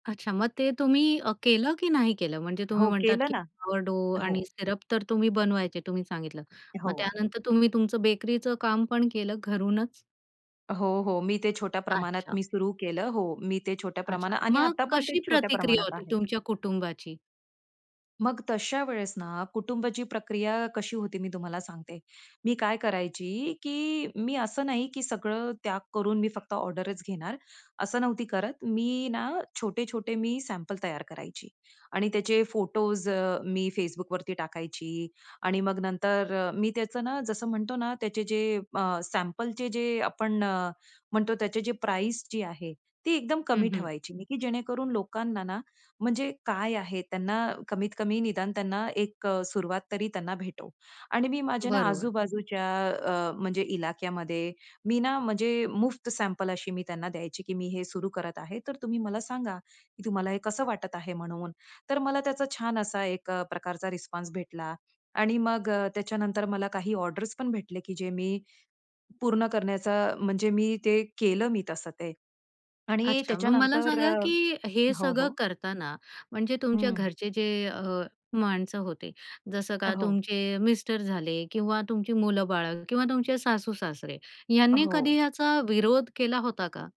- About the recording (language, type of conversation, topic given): Marathi, podcast, आर्थिक सुरक्षा आणि स्वप्न यांचं संतुलन कसं साधाल?
- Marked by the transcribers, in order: unintelligible speech; in Hindi: "मुफ्त"; other background noise